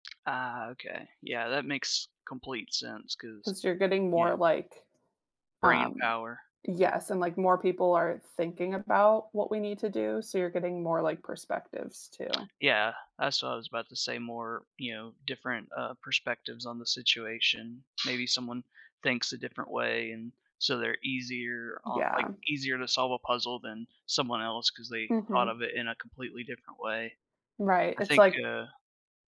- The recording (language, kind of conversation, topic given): English, unstructured, What would you do if you stumbled upon something that could change your life unexpectedly?
- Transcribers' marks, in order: tapping; other background noise